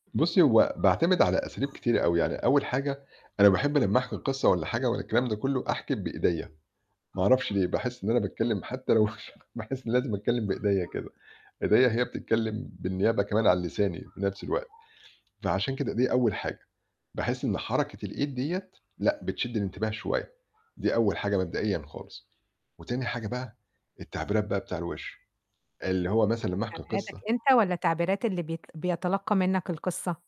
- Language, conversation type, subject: Arabic, podcast, إزاي تحكي قصة تشدّ الناس وتخليهم مكملين للآخر؟
- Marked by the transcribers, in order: other background noise; laughing while speaking: "لو باحس إني لازم أتكلم بإيديَّ كده"; unintelligible speech